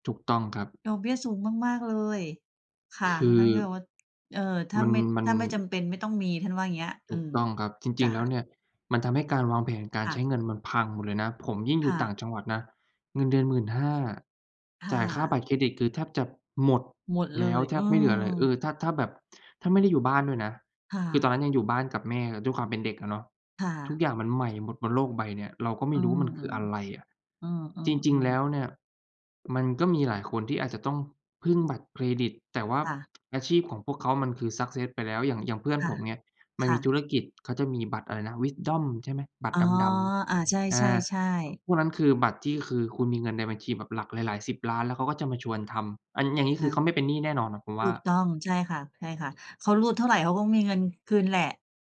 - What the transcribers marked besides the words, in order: unintelligible speech; tapping; in English: "success"; other background noise
- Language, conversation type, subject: Thai, unstructured, คุณคิดว่าการวางแผนการใช้เงินช่วยให้ชีวิตดีขึ้นไหม?